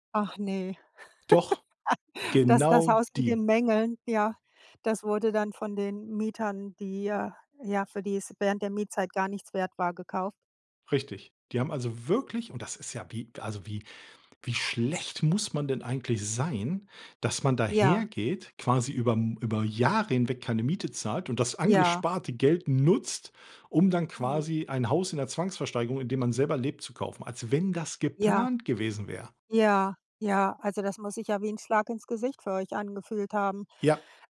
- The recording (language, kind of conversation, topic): German, podcast, Würdest du lieber kaufen oder mieten, und warum?
- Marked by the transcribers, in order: laugh; other background noise; stressed: "genau"; stressed: "wirklich"; stressed: "schlecht"; stressed: "nutzt"